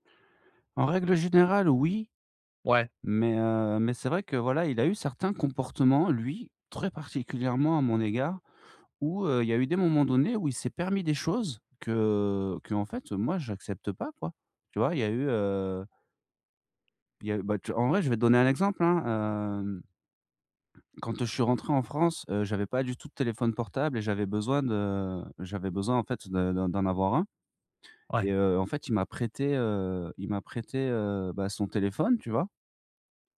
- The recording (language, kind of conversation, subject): French, advice, Comment puis-je établir des limites saines au sein de ma famille ?
- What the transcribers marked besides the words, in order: drawn out: "hem"